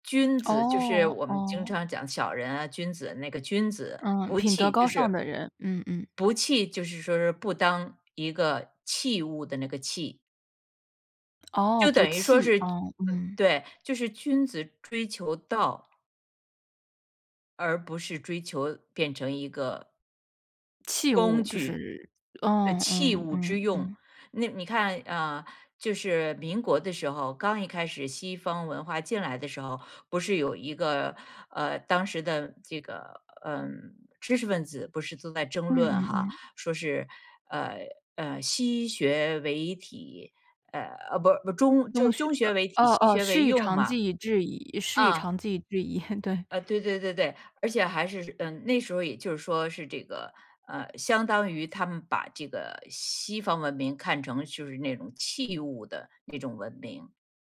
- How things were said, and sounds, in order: chuckle
- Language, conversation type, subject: Chinese, podcast, 你觉得有什么事情值得你用一生去拼搏吗？